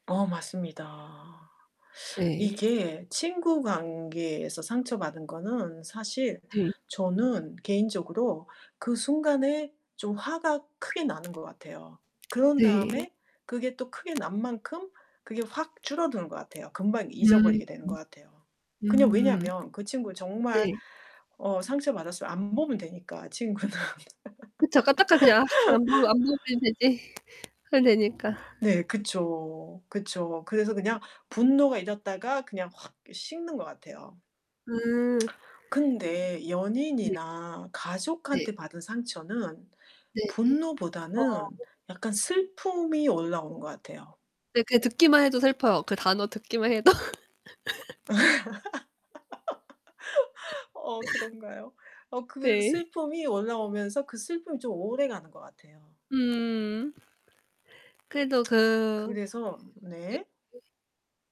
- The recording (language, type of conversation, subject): Korean, podcast, 관계에서 상처를 받았을 때는 어떻게 회복하시나요?
- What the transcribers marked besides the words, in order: static; tapping; other background noise; distorted speech; laughing while speaking: "친구는"; laugh; lip smack; background speech; laugh; laughing while speaking: "해도"; laugh; laugh; lip smack; unintelligible speech